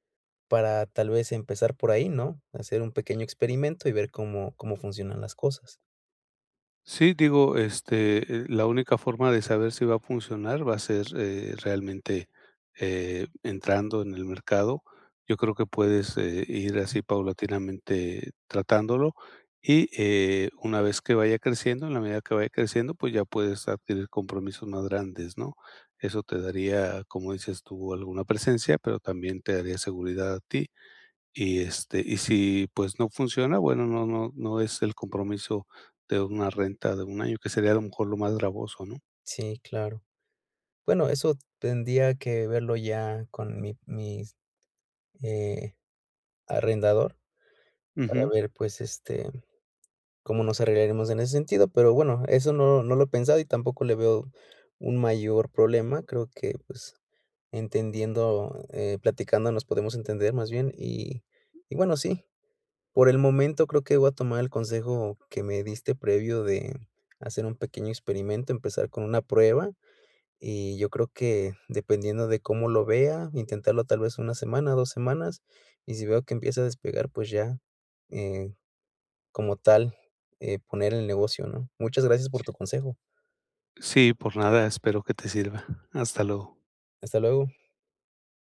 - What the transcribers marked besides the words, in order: other background noise
- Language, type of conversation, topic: Spanish, advice, Miedo al fracaso y a tomar riesgos